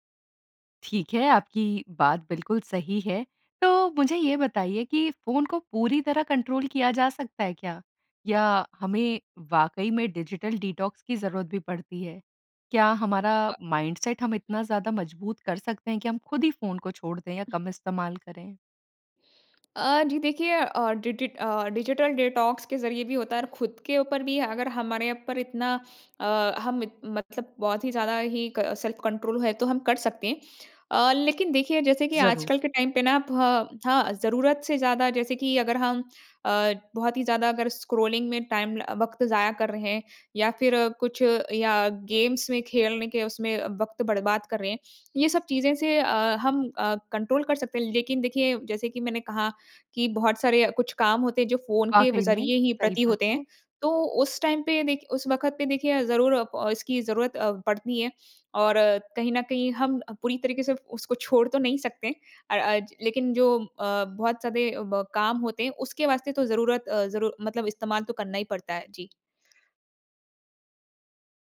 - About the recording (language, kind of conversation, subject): Hindi, podcast, आप फ़ोन या सोशल मीडिया से अपना ध्यान भटकने से कैसे रोकते हैं?
- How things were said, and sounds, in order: in English: "कंट्रोल"; in English: "डिजिटल डिटॉक्स"; in English: "माइंडसेट"; other noise; tapping; in English: "डिजिटल डिटॉक्स"; in English: "सेल्फ कंट्रोल"; in English: "टाइम"; in English: "स्क्रॉलिंग"; in English: "टाइम"; in English: "गेम्स"; "बर्बाद" said as "बड़बाद"; in English: "कंट्रोल"; in English: "टाइम"; other background noise